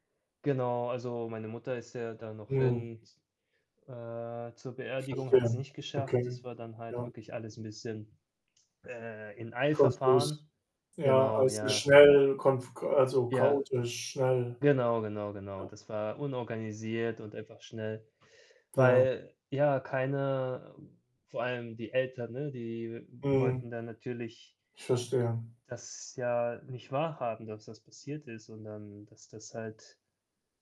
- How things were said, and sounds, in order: static; background speech; distorted speech; other background noise
- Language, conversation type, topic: German, unstructured, Wie hat ein Verlust in deinem Leben deine Sichtweise verändert?
- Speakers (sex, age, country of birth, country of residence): male, 30-34, Japan, Germany; male, 35-39, Germany, Germany